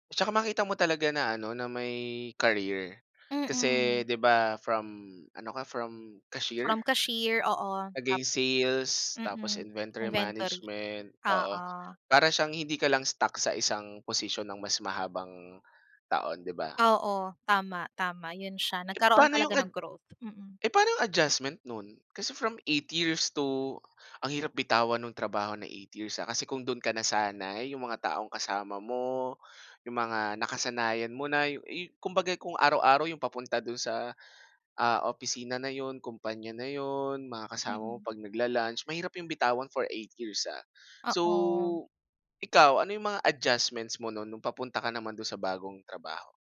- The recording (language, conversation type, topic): Filipino, podcast, Paano mo malalaman kung panahon na para umalis sa trabaho?
- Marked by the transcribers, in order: in English: "sales"; in English: "inventory"; in English: "stuck"; in English: "growth"